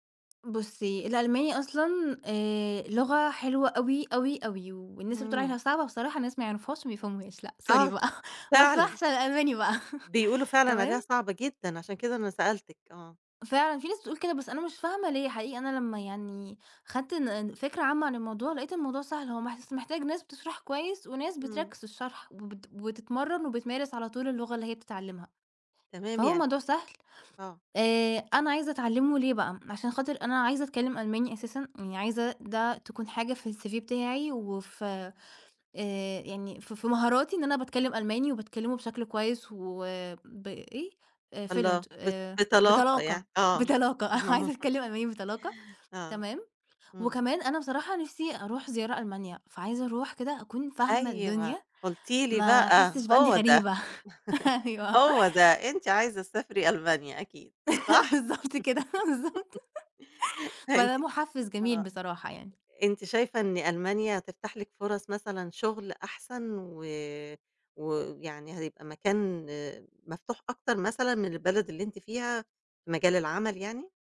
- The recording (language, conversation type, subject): Arabic, podcast, إيه اللي بيحفزك تفضل تتعلم دايمًا؟
- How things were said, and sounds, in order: laughing while speaking: "بقى بس أحسن الألماني بقى"; chuckle; in English: "الCV"; in English: "Fluent"; laughing while speaking: "بطلاقة، أنا عايزة أتكلم ألماني بطلاقة"; laughing while speaking: "آه"; laugh; chuckle; laughing while speaking: "غريبة، أيوه"; laugh; laughing while speaking: "بالضبط كده، بالضبط"; chuckle